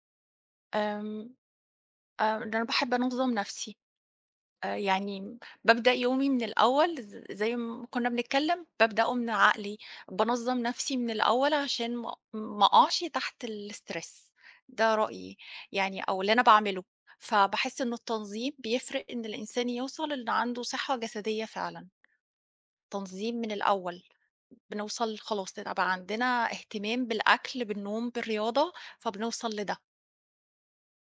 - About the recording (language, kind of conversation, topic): Arabic, unstructured, إزاي بتحافظ على صحتك الجسدية كل يوم؟
- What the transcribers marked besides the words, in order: in English: "الstress"